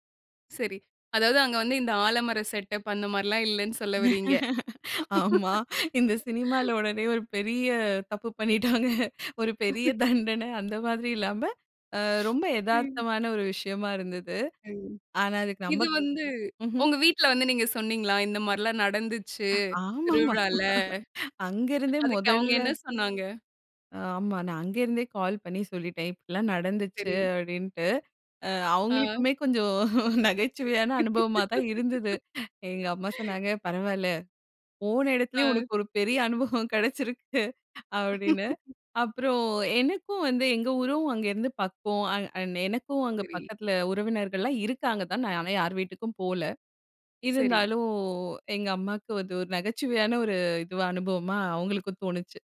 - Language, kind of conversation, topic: Tamil, podcast, ஒரு பயணம் உங்கள் பார்வையை எப்படி மாற்றியது?
- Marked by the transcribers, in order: laughing while speaking: "ஆமா. இந்த சினிமால உடனே ஒரு பெரிய தப்பு பண்ணிட்டாங்க ஒரு பெரிய தண்டன"; laugh; laugh; other noise; laughing while speaking: "ஆமாமா. அங்க இருந்தே மொதல்ல"; laughing while speaking: "நகைச்சுவையான அனுபவமா தான் இருந்தது. எங்க … பெரிய அனுபவம் கெடைச்சிருக்கு!"; laugh; laugh